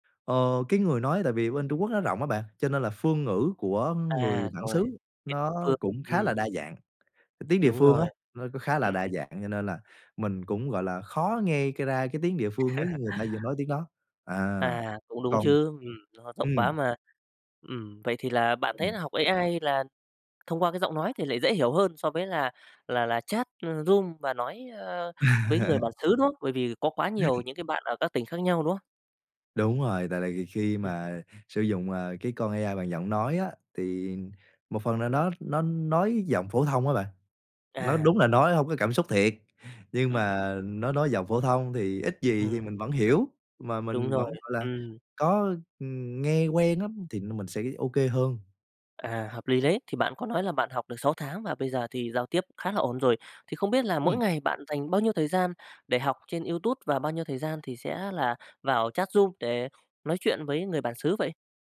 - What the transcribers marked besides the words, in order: tapping; laugh; in English: "room"; laugh; other background noise; in English: "room"
- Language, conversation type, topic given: Vietnamese, podcast, Bạn đã từng học một kỹ năng mới qua mạng chưa, và bạn có thể kể đôi chút về trải nghiệm đó không?